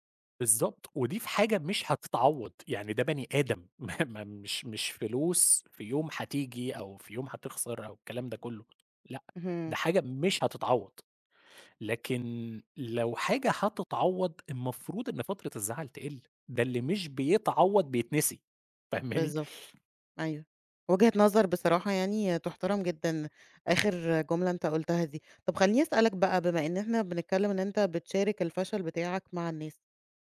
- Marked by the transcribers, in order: laughing while speaking: "ما"; tapping; in English: "فاهماني؟"
- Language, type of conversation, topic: Arabic, podcast, بتشارك فشلك مع الناس؟ ليه أو ليه لأ؟